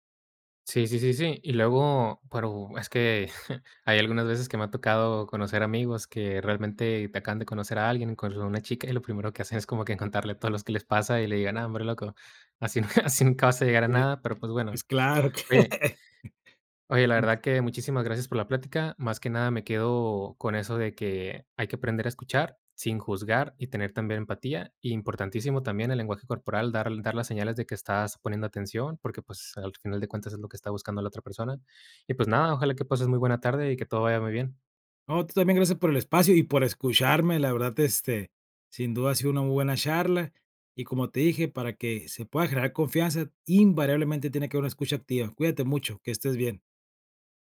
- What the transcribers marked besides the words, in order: giggle; laughing while speaking: "así nunca así nunca vas a llegar a nada"; laugh
- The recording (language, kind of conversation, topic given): Spanish, podcast, ¿Cómo ayuda la escucha activa a generar confianza?